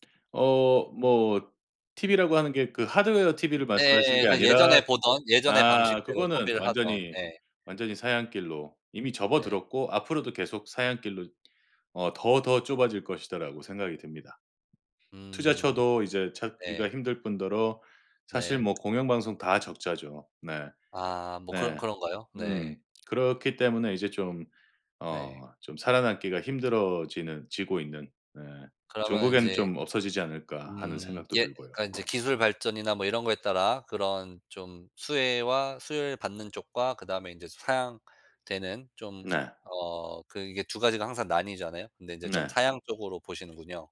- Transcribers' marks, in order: other background noise; tapping
- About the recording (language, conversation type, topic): Korean, podcast, ott 같은 온라인 동영상 서비스가 TV 시청과 제작 방식을 어떻게 바꿨다고 보시나요?